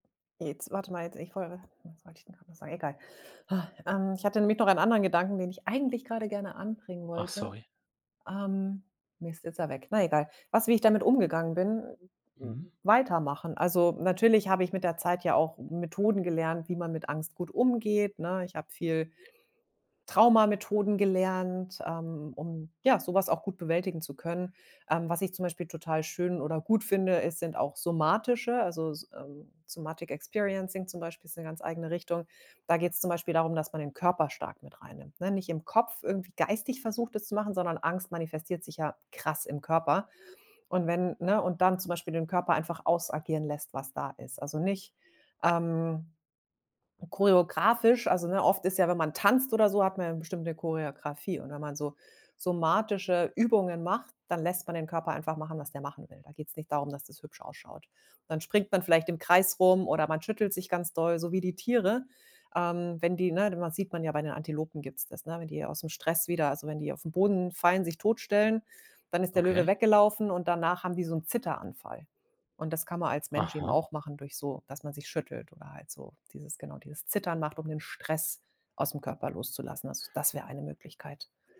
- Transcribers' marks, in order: other background noise; in English: "Somatic Experiencing"
- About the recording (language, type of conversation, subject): German, podcast, Wie gehst du mit der Angst vor dem Unbekannten um?